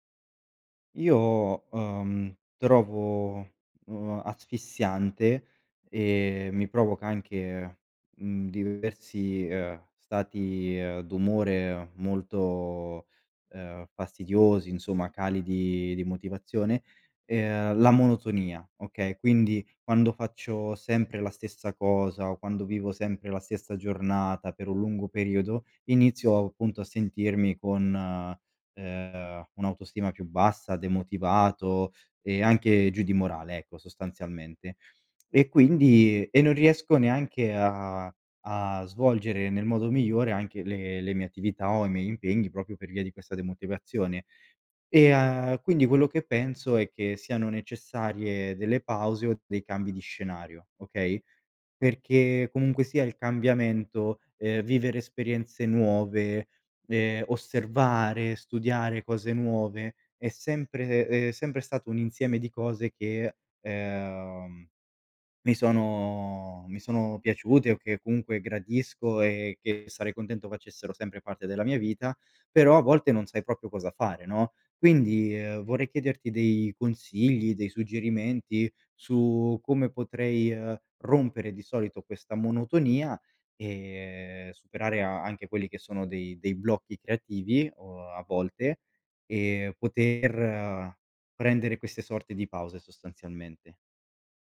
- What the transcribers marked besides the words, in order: "proprio" said as "propio"
- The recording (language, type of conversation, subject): Italian, advice, Come posso usare pause e cambi di scenario per superare un blocco creativo?